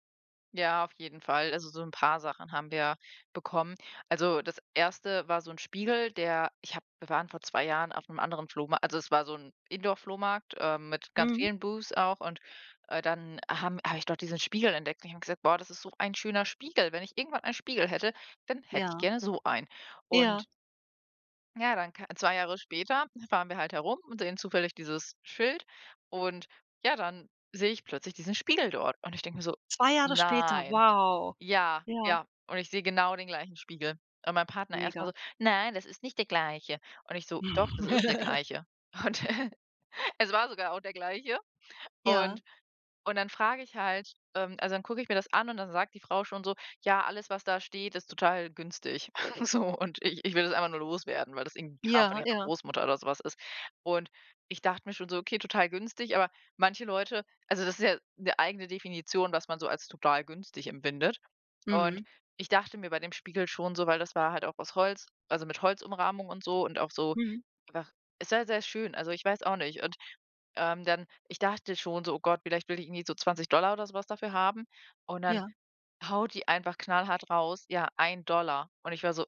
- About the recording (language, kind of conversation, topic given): German, podcast, Warum ist es dir wichtig, regional einzukaufen?
- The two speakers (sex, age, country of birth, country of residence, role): female, 25-29, Germany, Germany, guest; female, 40-44, Germany, Portugal, host
- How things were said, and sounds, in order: in English: "Boots"; put-on voice: "Nein, das ist nicht der gleiche"; chuckle; laughing while speaking: "Und e es war sogar auch der Gleiche"; chuckle; laughing while speaking: "So und ich"